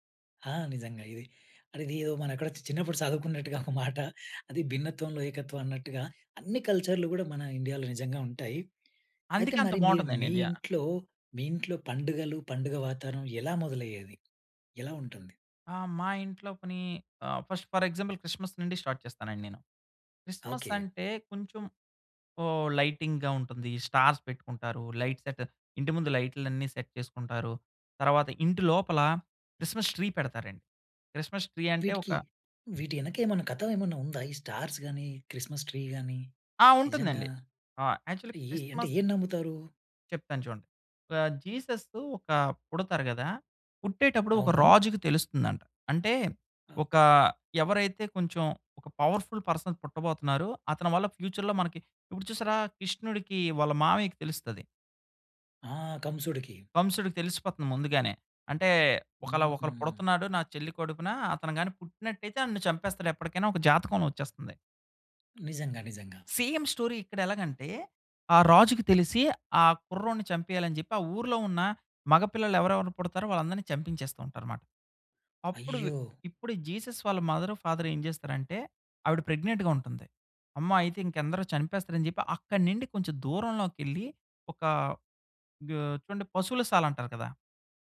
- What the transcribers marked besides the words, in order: chuckle; in English: "ఫస్ట్ ఫర్ ఎగ్జాంపుల్"; in English: "స్టార్ట్"; in English: "లైటింగ్‍గా"; in English: "స్టార్స్"; in English: "లైట్ సెట్"; in English: "సెట్"; in English: "ట్రీ"; in English: "ట్రీ"; in English: "స్టార్స్"; in English: "ట్రీ"; in English: "యాక్ఛువల్లి"; in English: "పవర్ఫుల్ పర్సన్"; in English: "ఫ్యూచర్‌లో"; in English: "సేమ్ స్టోరీ"; in English: "మదర్ ఫాదర్"; in English: "ప్రెగ్నెంట్‌గా"
- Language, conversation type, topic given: Telugu, podcast, పండుగల సమయంలో ఇంటి ఏర్పాట్లు మీరు ఎలా ప్రణాళిక చేసుకుంటారు?